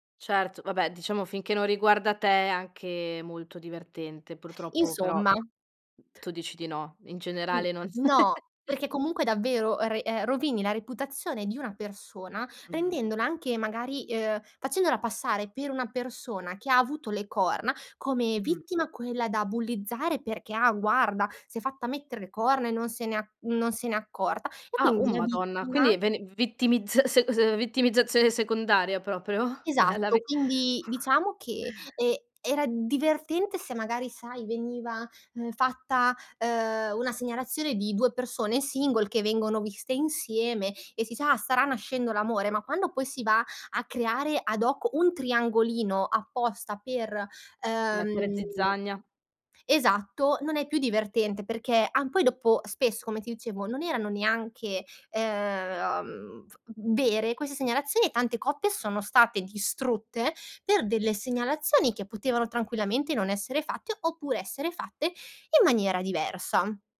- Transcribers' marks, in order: chuckle; laughing while speaking: "Della vi"
- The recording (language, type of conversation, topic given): Italian, podcast, Cosa fai per proteggere la tua reputazione digitale?